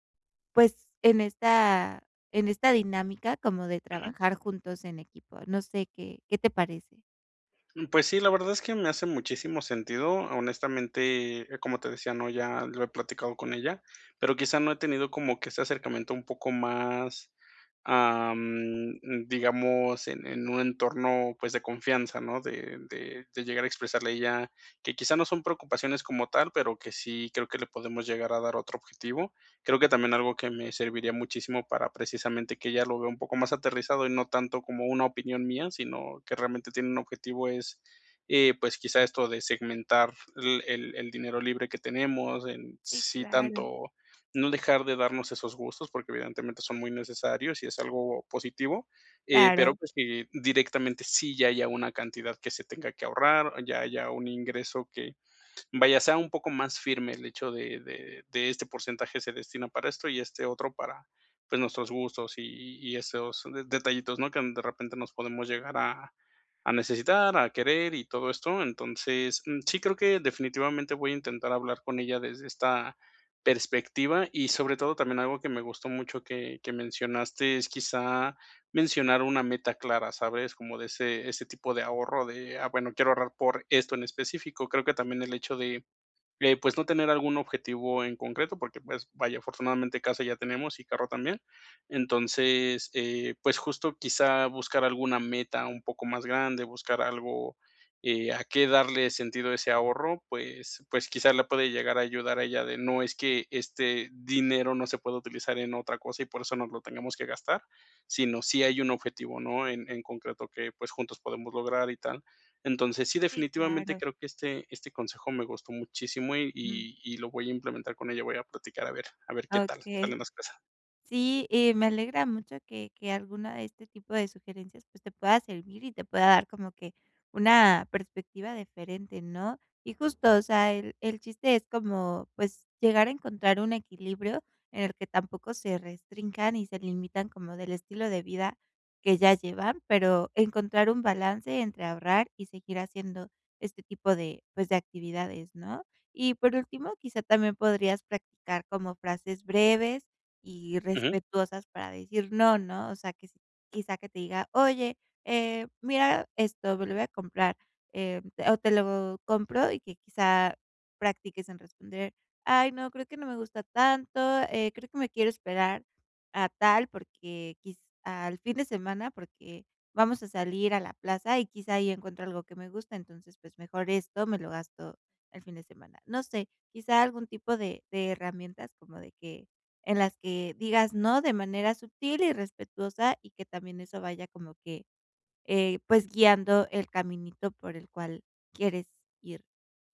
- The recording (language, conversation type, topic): Spanish, advice, ¿Cómo puedo establecer límites económicos sin generar conflicto?
- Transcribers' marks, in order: none